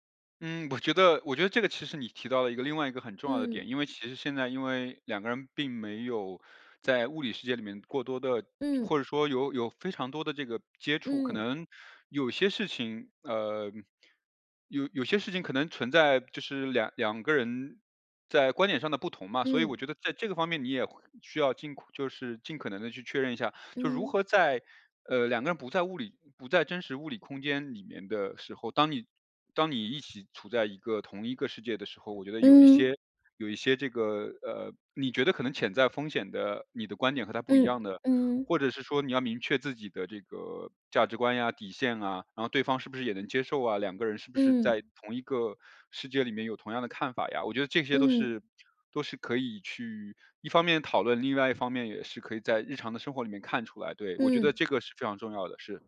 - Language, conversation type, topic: Chinese, advice, 我们如何在关系中共同明确未来的期望和目标？
- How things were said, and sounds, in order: other background noise